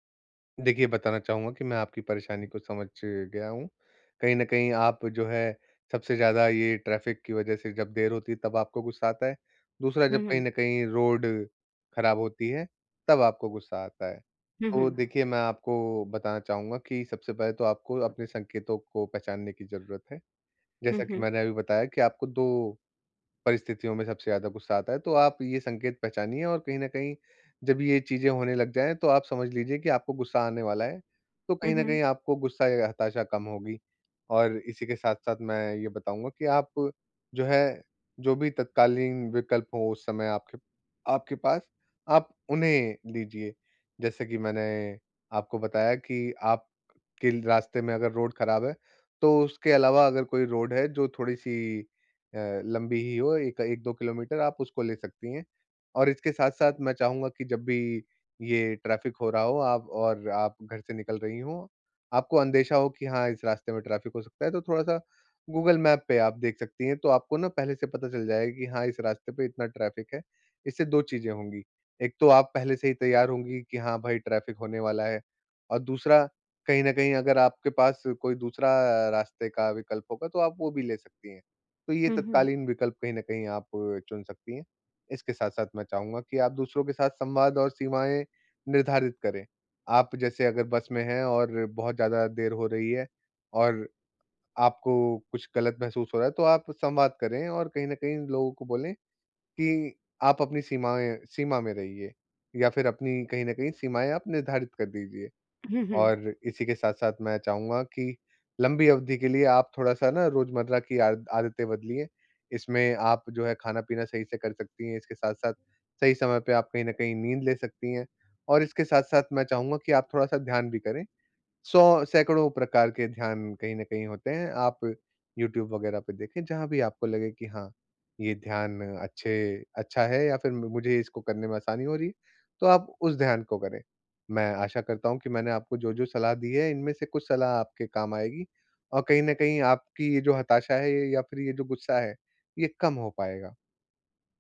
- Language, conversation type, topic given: Hindi, advice, ट्रैफिक या कतार में मुझे गुस्सा और हताशा होने के शुरुआती संकेत कब और कैसे समझ में आते हैं?
- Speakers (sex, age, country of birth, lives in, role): female, 40-44, India, India, user; male, 25-29, India, India, advisor
- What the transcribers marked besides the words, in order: none